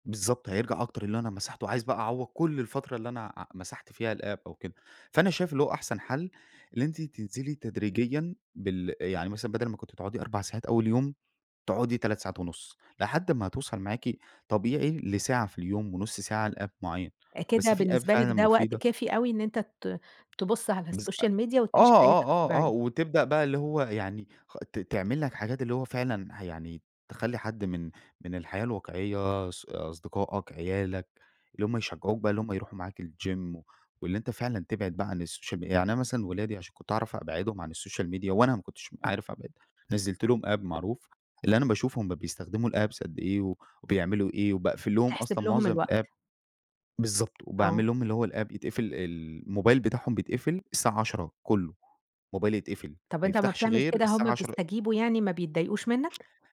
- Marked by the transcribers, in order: in English: "الapp"; in English: "لapp"; in English: "app"; in English: "الSocial Media"; in English: "الGym"; in English: "الSocial Media"; in English: "الSocial Media"; in English: "app"; in English: "الapps"; in English: "الapp"; in English: "الapp"
- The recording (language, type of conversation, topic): Arabic, podcast, إزاي بتوازن وقتك بين السوشيال ميديا وحياتك الحقيقية؟